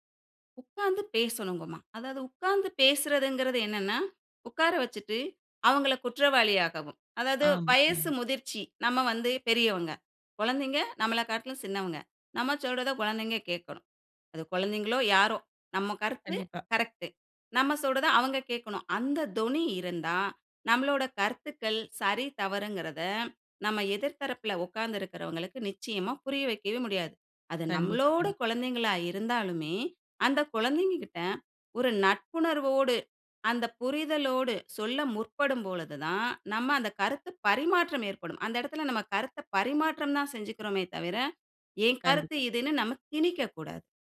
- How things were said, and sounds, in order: drawn out: "நட்புணர்வோடு"; other background noise
- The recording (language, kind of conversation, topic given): Tamil, podcast, கருத்து வேறுபாடுகள் இருந்தால் சமுதாயம் எப்படித் தன்னிடையே ஒத்துழைப்பை உருவாக்க முடியும்?